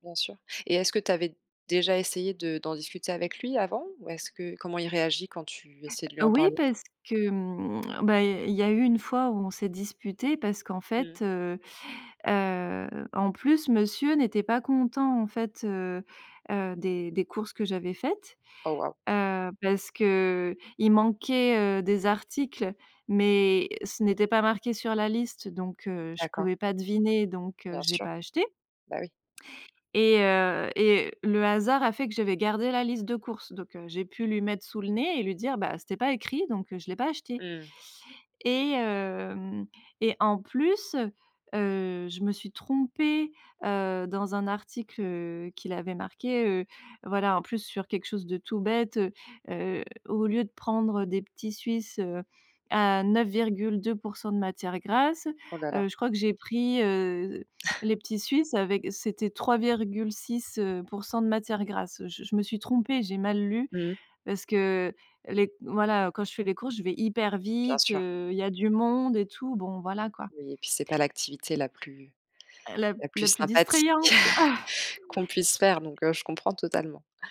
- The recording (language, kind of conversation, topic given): French, advice, Comment gérer les conflits liés au partage des tâches ménagères ?
- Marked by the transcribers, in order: tapping; chuckle; chuckle; laughing while speaking: "quoi"; other background noise